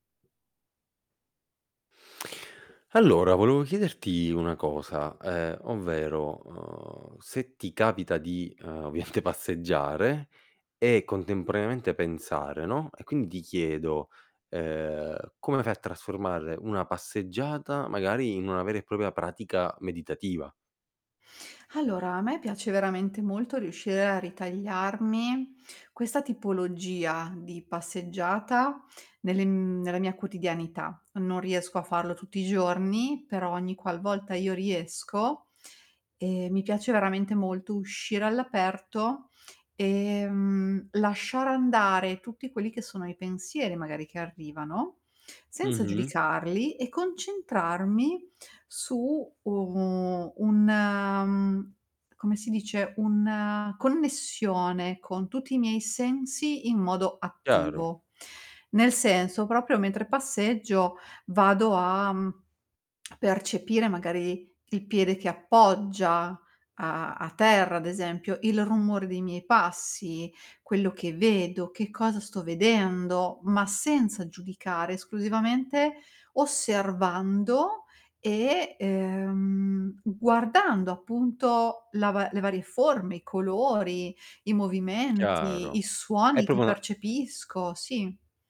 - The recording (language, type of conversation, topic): Italian, podcast, Come trasformi una semplice passeggiata in una pratica meditativa?
- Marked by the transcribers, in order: laughing while speaking: "ovviamente passeggiare"; other background noise; "propria" said as "propia"; tapping; "una" said as "unna"; "proprio" said as "propio"; lip smack; "proprio" said as "propo"